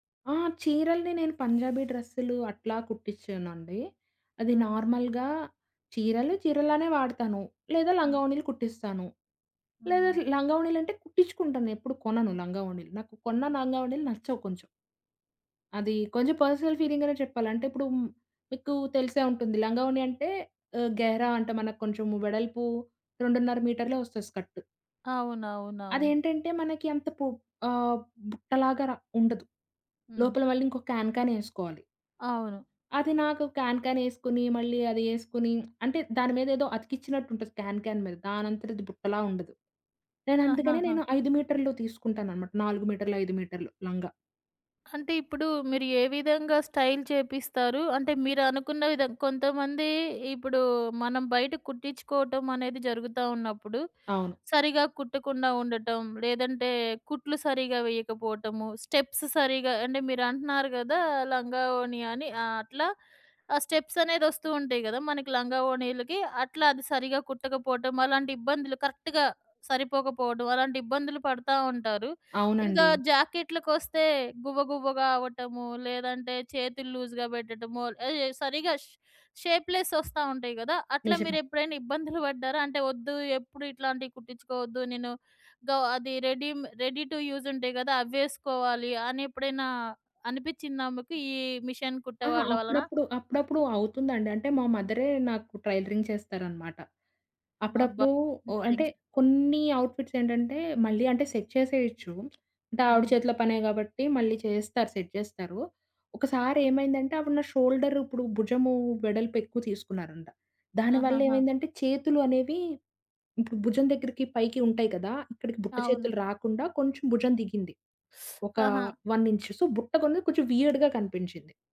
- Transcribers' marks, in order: in English: "నార్మల్‌గా"; other background noise; in English: "పర్సనల్"; in Hindi: "గెహరా"; in English: "క్యాన్ క్యాన్"; in English: "క్యాన్"; in English: "క్యాన్ క్యాన్"; in English: "స్టైల్"; in English: "స్టెప్స్"; in English: "కరెక్ట్‌గా"; in English: "లూజ్‌గా"; in English: "షే షేప్‌లెస్"; in English: "రెడీ టు యూజ్"; in English: "మిషన్"; in English: "ట్రైలరింగ్"; in English: "సెట్"; in English: "సెట్"; in English: "షోల్డర్"; in English: "వన్"; in English: "సో"; in English: "వీయర్డ్‌గా"
- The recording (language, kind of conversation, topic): Telugu, podcast, సాంప్రదాయ దుస్తులను ఆధునిక శైలిలో మార్చుకుని ధరించడం గురించి మీ అభిప్రాయం ఏమిటి?